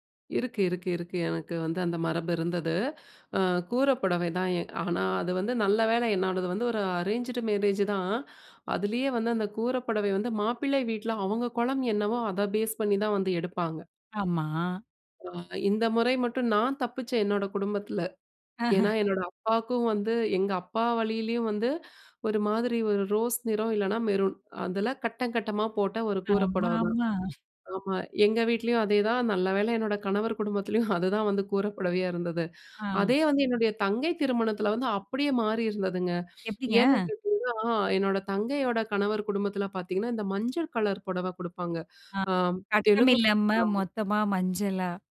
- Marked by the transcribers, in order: in English: "அரேஞ்சுடு மேரேஜ்தான்"; in English: "பேஸ்"; chuckle; chuckle; tapping; unintelligible speech
- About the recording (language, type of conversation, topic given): Tamil, podcast, குடும்ப மரபு உங்களை எந்த விதத்தில் உருவாக்கியுள்ளது என்று நீங்கள் நினைக்கிறீர்கள்?